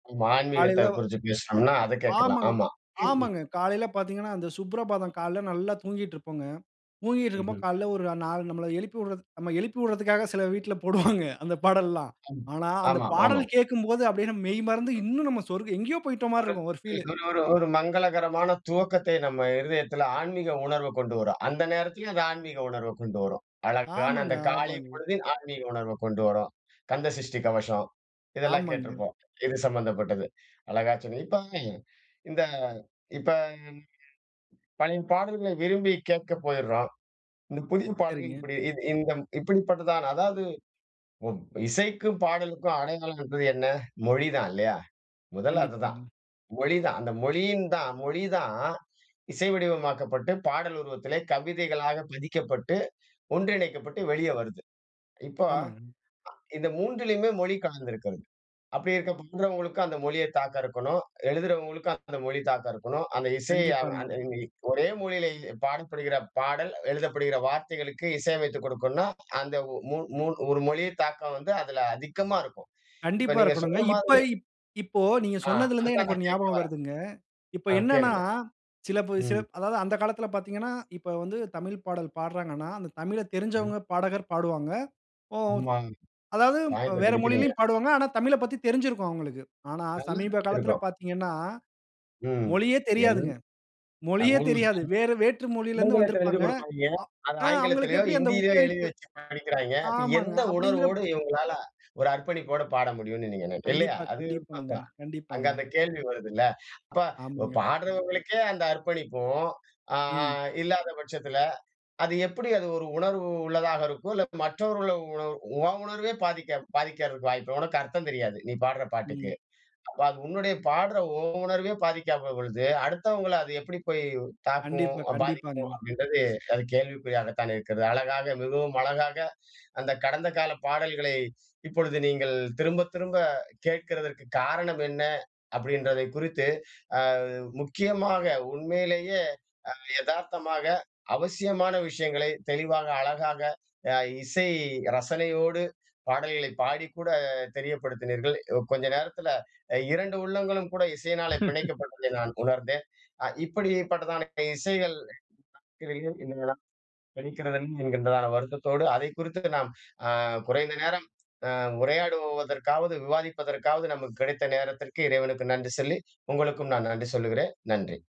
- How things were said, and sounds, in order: unintelligible speech; unintelligible speech; in English: "பீல்"; unintelligible speech; in English: "பாயிண்ட்ட"; unintelligible speech; unintelligible speech
- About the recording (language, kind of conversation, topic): Tamil, podcast, கடந்த கால பாடல்களை இப்போது மீண்டும் கேட்கத் தூண்டும் காரணங்கள் என்ன?